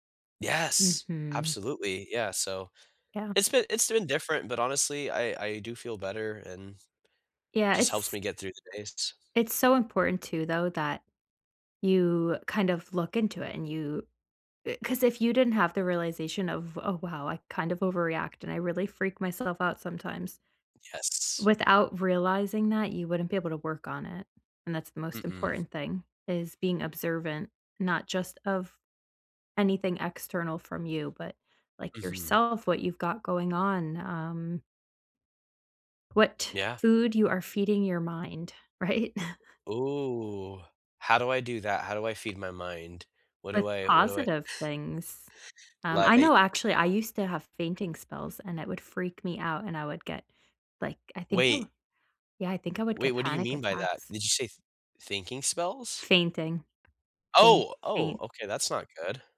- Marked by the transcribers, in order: other background noise; laughing while speaking: "Right?"; chuckle; tapping
- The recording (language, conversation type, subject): English, unstructured, How can I act on something I recently learned about myself?